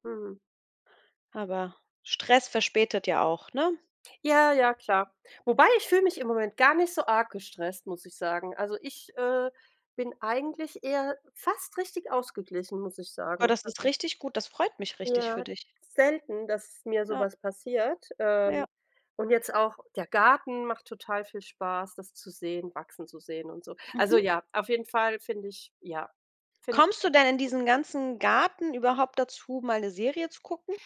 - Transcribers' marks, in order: none
- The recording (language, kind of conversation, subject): German, unstructured, Was findest du an Serien besonders spannend?